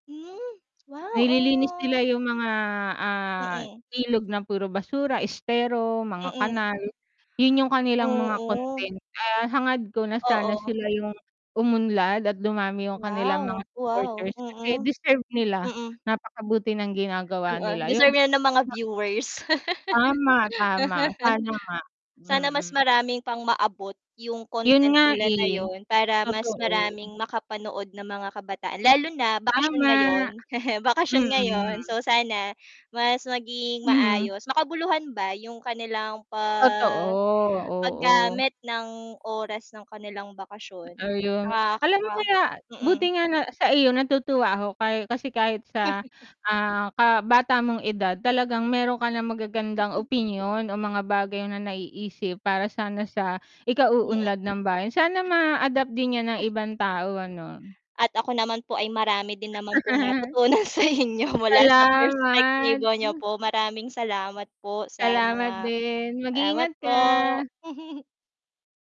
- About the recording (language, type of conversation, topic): Filipino, unstructured, Paano mo ipaliliwanag ang kahalagahan ng pagtutulungan sa bayan?
- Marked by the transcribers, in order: static; distorted speech; other background noise; laugh; chuckle; chuckle; mechanical hum; other noise; chuckle; laughing while speaking: "sa inyo"; chuckle; chuckle